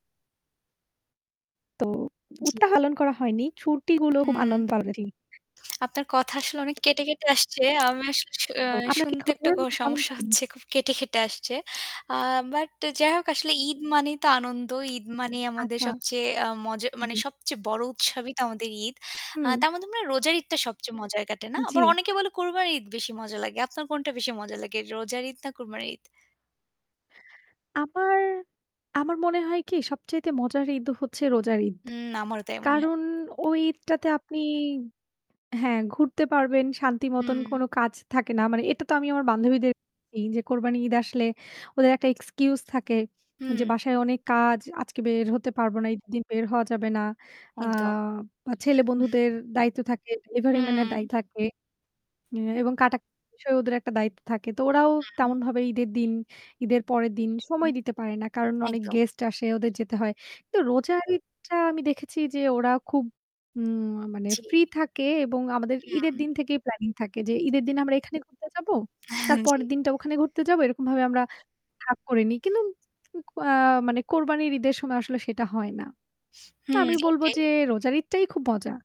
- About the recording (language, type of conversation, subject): Bengali, unstructured, আপনার ধর্মীয় উৎসবের সময় সবচেয়ে মজার স্মৃতি কী?
- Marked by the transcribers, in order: distorted speech; unintelligible speech; static; unintelligible speech; laughing while speaking: "সমস্যা হচ্ছে। খুব কেটে, কেটে আসছে"; "মধ্যে" said as "মদে"